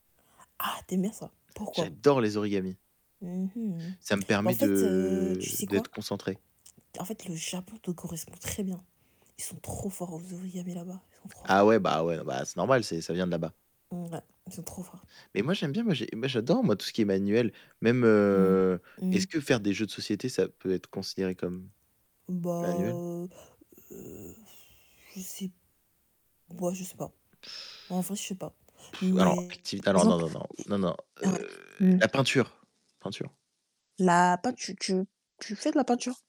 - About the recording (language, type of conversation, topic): French, unstructured, Aimez-vous mieux les activités manuelles ou les activités sportives ?
- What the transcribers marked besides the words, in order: static; put-on voice: "Mmh, mmh"; drawn out: "de"; tapping; blowing; distorted speech